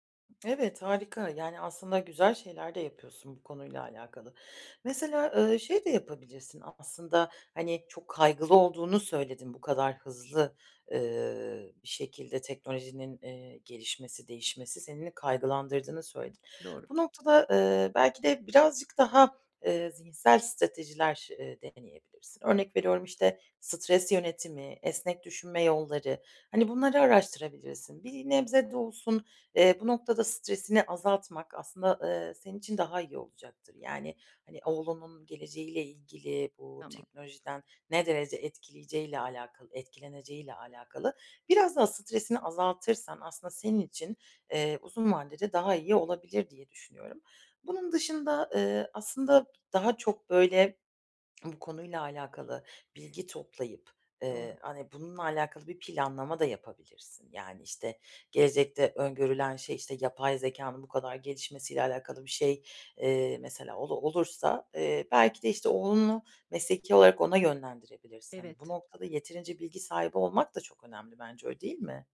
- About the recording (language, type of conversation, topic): Turkish, advice, Belirsizlik ve hızlı teknolojik ya da sosyal değişimler karşısında nasıl daha güçlü ve uyumlu kalabilirim?
- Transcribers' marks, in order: other background noise; tapping; swallow